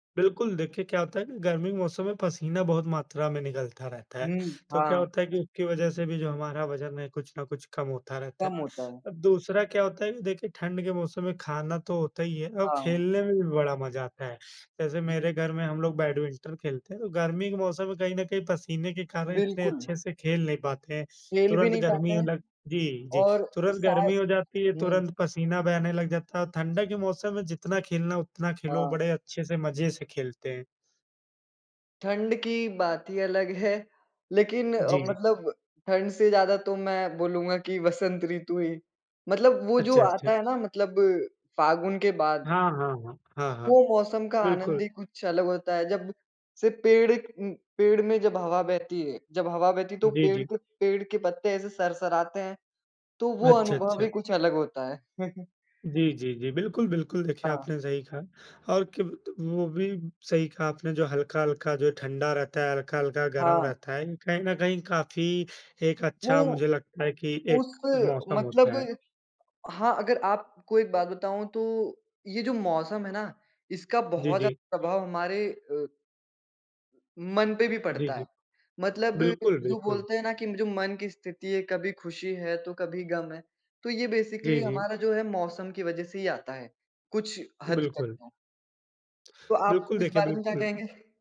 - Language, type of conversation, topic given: Hindi, unstructured, आपको सबसे अच्छा कौन सा मौसम लगता है और क्यों?
- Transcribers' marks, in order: chuckle; in English: "बेसिकली"; other background noise